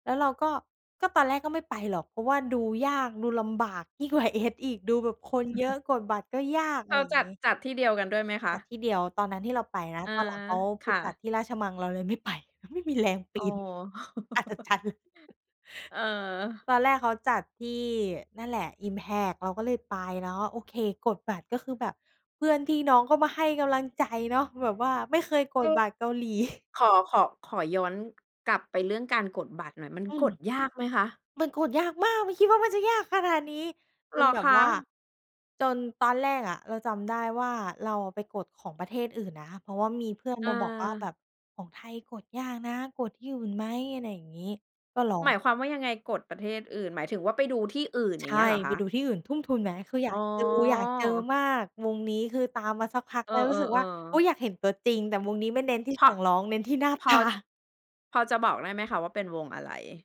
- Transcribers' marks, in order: tapping; unintelligible speech; laugh; put-on voice: "มาก ไม่คิดว่ามันจะยากขนาดนี้"; laughing while speaking: "หน้าตา"
- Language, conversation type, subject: Thai, podcast, เล่าประสบการณ์ไปดูคอนเสิร์ตที่ประทับใจที่สุดของคุณให้ฟังหน่อยได้ไหม?